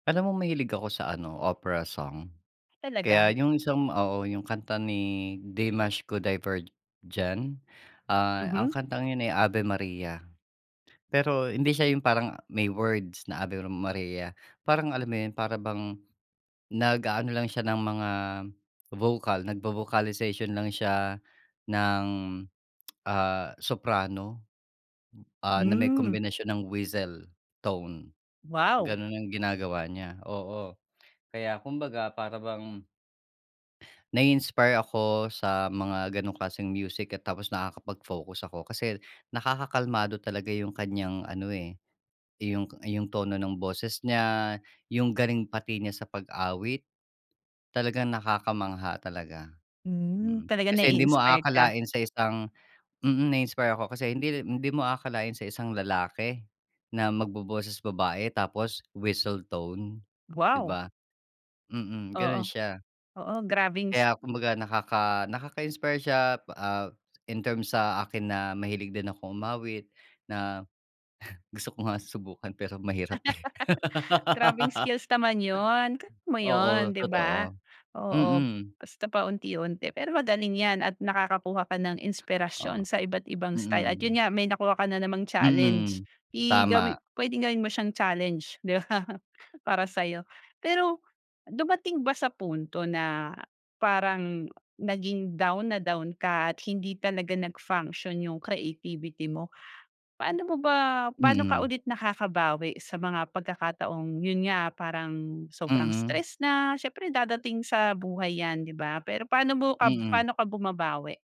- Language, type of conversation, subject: Filipino, podcast, Ano ang ginagawa mo para manatiling malikhain kahit na stress ka?
- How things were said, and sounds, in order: tapping; laugh; laughing while speaking: "eh"; laugh; laughing while speaking: "'di ba"